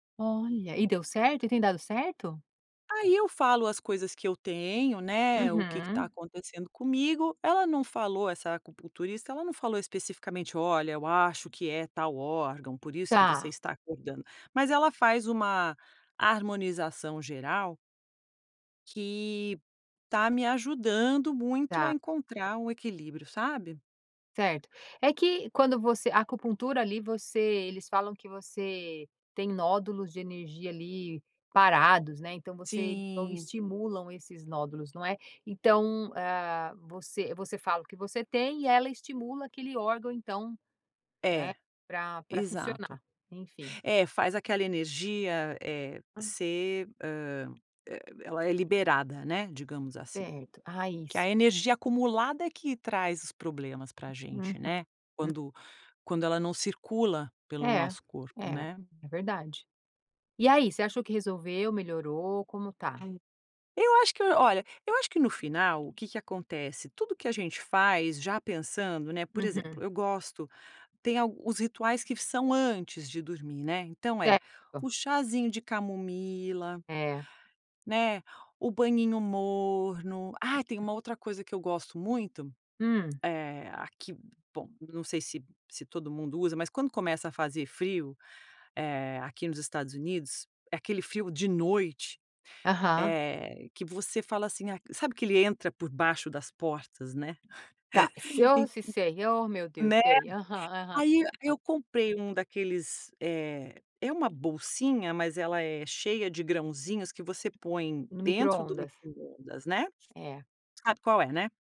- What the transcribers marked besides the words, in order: tapping; other background noise; chuckle; unintelligible speech
- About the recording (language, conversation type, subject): Portuguese, podcast, O que você costuma fazer quando não consegue dormir?